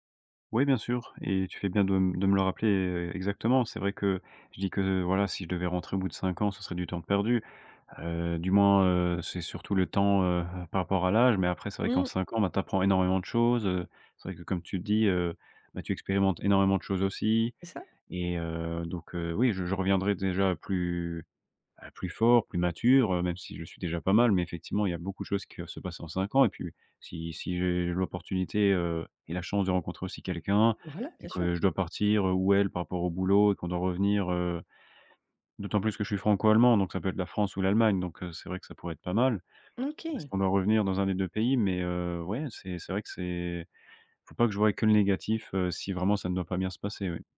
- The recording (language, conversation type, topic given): French, advice, Faut-il quitter un emploi stable pour saisir une nouvelle opportunité incertaine ?
- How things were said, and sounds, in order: none